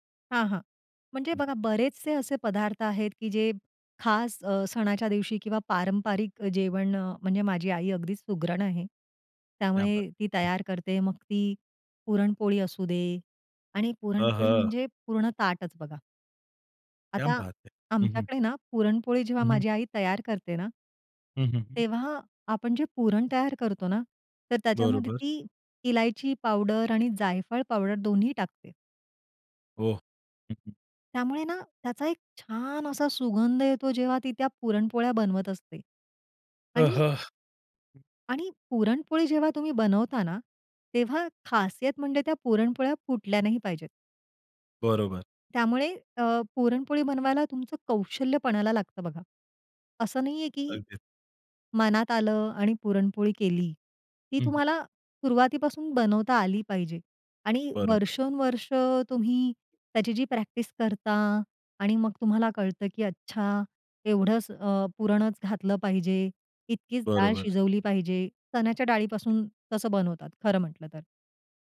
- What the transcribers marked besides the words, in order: other noise; in Hindi: "क्या बात है!"; in Hindi: "क्या बात है!"; tapping; other background noise
- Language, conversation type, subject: Marathi, podcast, तुमच्या घरच्या खास पारंपरिक जेवणाबद्दल तुम्हाला काय आठवतं?